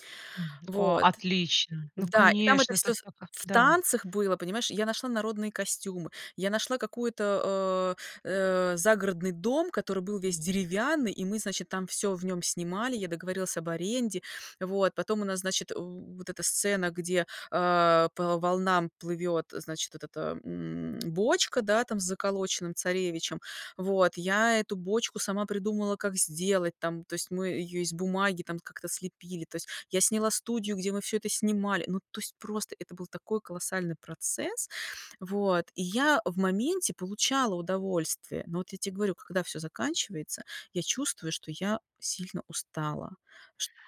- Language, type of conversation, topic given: Russian, advice, Как справиться с перегрузкой и выгоранием во время отдыха и праздников?
- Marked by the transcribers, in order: other background noise